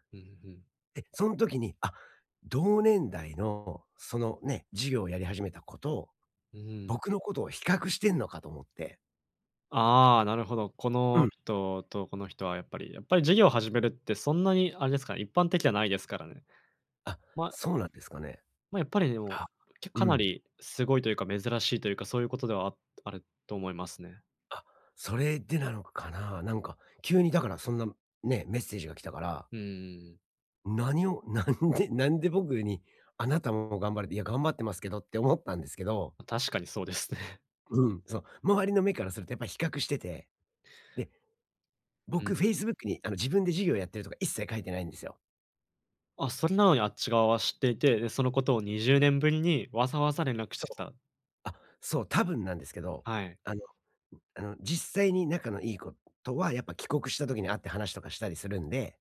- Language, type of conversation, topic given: Japanese, advice, 同年代と比べて焦ってしまうとき、どうすれば落ち着いて自分のペースで進めますか？
- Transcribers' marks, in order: laughing while speaking: "なんで なんで僕に"; laughing while speaking: "そうですね"; tapping